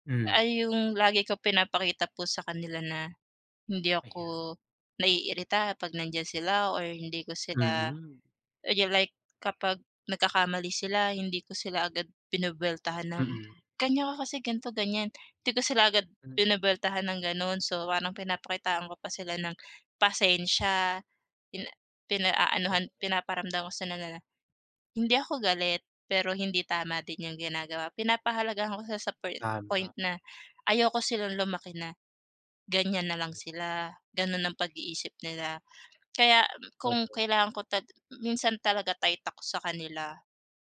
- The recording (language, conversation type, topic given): Filipino, unstructured, Ano ang isang bagay na nagpapasaya sa puso mo?
- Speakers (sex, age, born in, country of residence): female, 25-29, Philippines, Philippines; male, 20-24, Philippines, Philippines
- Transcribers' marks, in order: other noise; other background noise; tapping